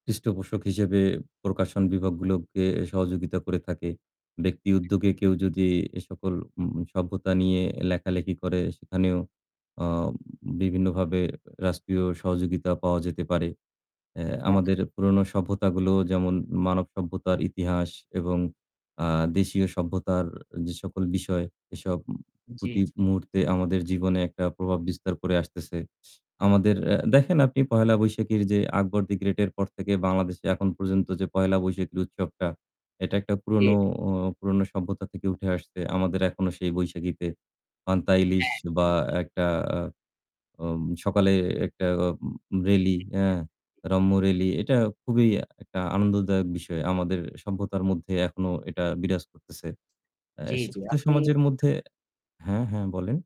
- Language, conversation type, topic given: Bengali, unstructured, পুরোনো সভ্যতা থেকে আমরা কী শিখতে পারি?
- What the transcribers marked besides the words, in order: other background noise; static; tapping; unintelligible speech